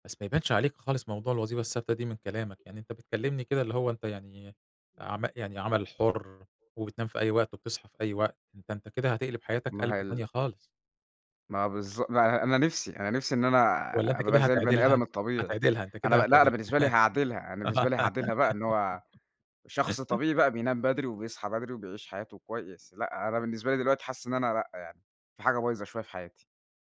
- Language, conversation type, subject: Arabic, podcast, إيه روتينك الصبح عادةً؟
- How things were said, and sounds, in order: other background noise; tapping; laugh